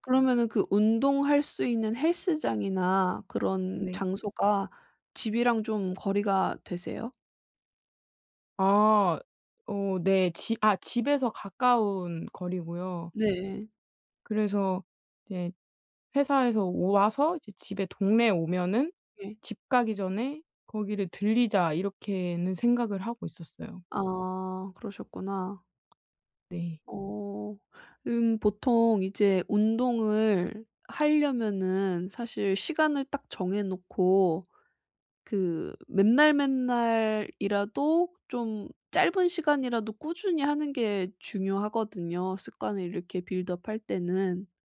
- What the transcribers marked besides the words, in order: other background noise; in English: "빌드업"
- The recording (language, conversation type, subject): Korean, advice, 시간 관리를 하면서 일과 취미를 어떻게 잘 병행할 수 있을까요?